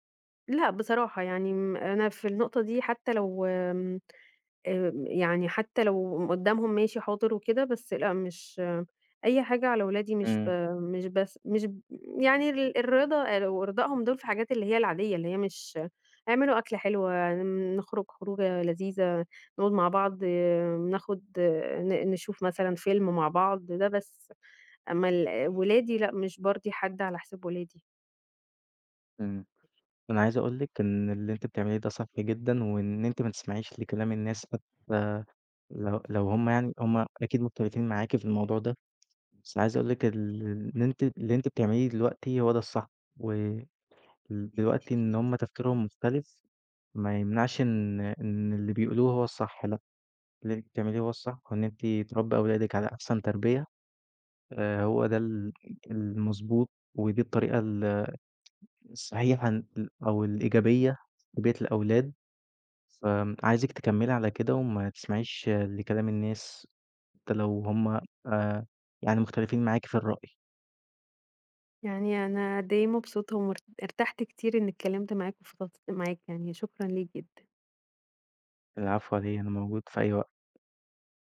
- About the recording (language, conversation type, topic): Arabic, advice, إزاي أتعامل مع إحساسي إني مجبور أرضي الناس وبتهرّب من المواجهة؟
- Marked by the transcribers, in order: unintelligible speech; tapping